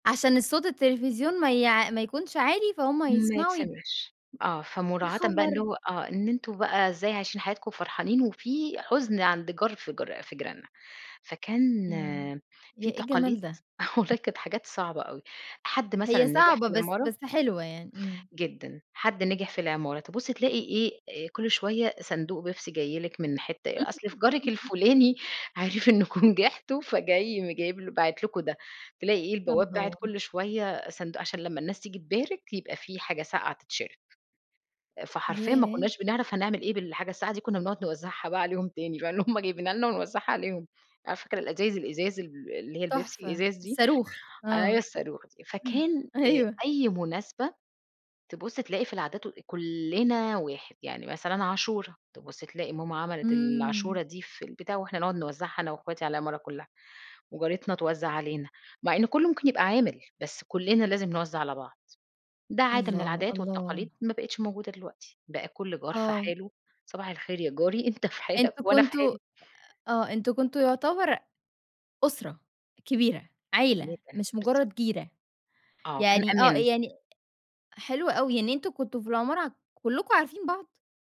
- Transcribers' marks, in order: other background noise; laughing while speaking: "آه والله"; tapping; giggle; laughing while speaking: "عرِف إنّكم نجحتم"; laughing while speaking: "أيوه"; laughing while speaking: "أنت في حالك"; unintelligible speech
- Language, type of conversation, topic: Arabic, podcast, إزاي تقاليدكم اتغيّرت مع الزمن؟